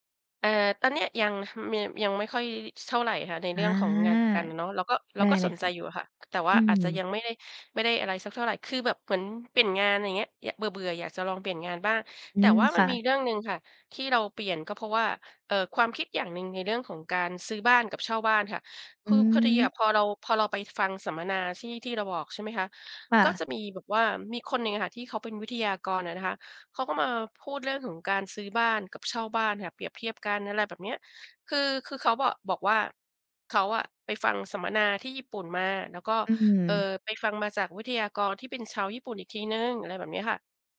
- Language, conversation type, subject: Thai, podcast, เคยมีคนคนหนึ่งที่ทำให้คุณเปลี่ยนมุมมองหรือความคิดไปไหม?
- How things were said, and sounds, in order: none